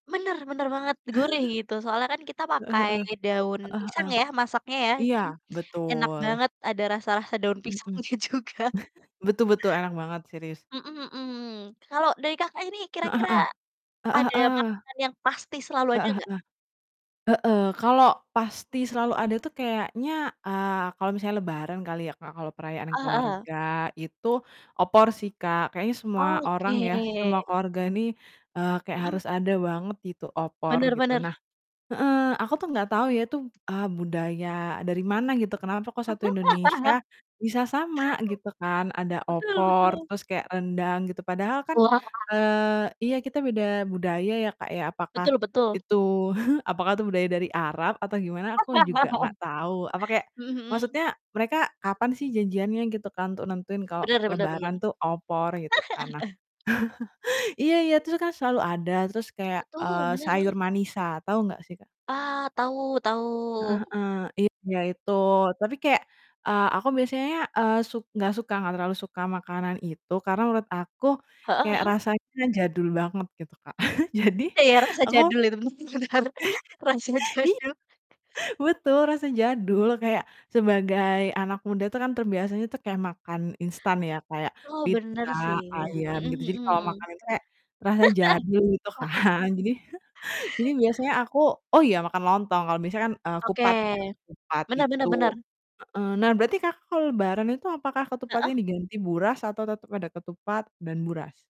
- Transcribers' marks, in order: chuckle; chuckle; laughing while speaking: "juga"; distorted speech; other background noise; laugh; chuckle; laugh; laugh; chuckle; chuckle; laughing while speaking: "hmm, bener, rasa jadul"; chuckle; laughing while speaking: "kan. Jadi"; chuckle; laugh
- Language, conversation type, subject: Indonesian, unstructured, Makanan khas apa yang selalu ada saat perayaan keluarga?